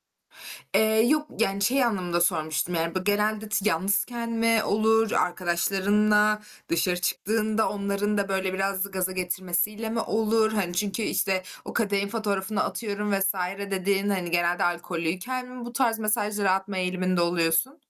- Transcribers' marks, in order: tapping; other background noise
- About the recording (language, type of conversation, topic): Turkish, advice, Sarhoşken eski partnerime mesaj atma isteğimi nasıl kontrol edip bu davranışı nasıl önleyebilirim?